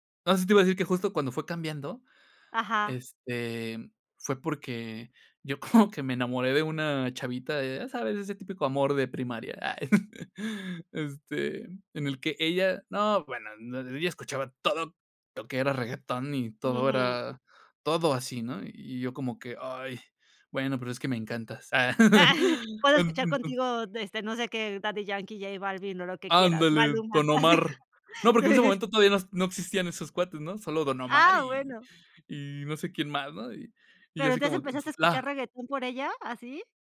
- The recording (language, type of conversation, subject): Spanish, podcast, ¿Cómo ha cambiado tu gusto musical con los años?
- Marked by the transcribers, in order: laughing while speaking: "como"; chuckle; laugh; tapping; laughing while speaking: "así"; laugh